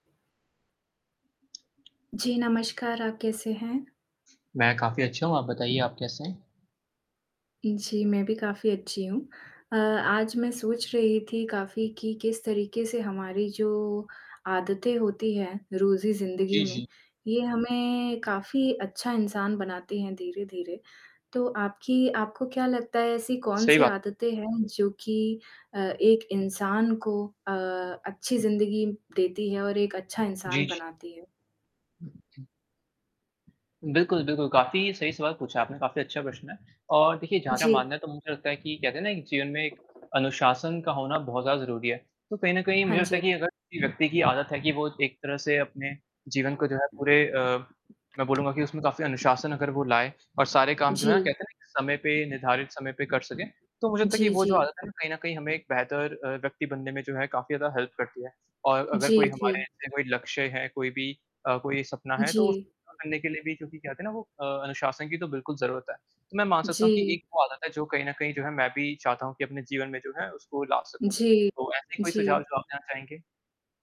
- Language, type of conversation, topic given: Hindi, unstructured, कौन-सी आदतें आपको बेहतर बनने में मदद करती हैं?
- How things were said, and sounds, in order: tapping; static; distorted speech; in English: "हेल्प"